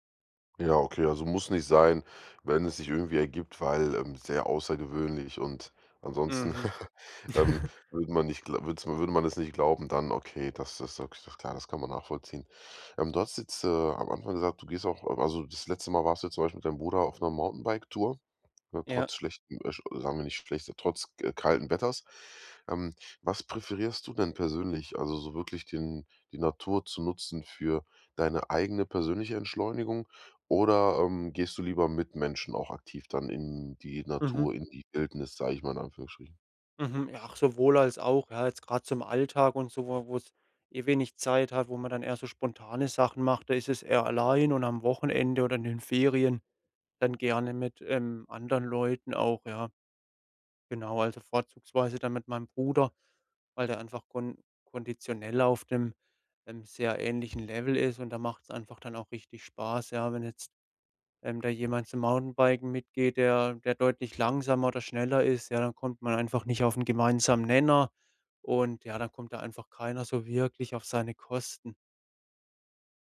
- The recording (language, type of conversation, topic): German, podcast, Wie hilft dir die Natur beim Abschalten vom digitalen Alltag?
- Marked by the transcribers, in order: chuckle; stressed: "wirklich"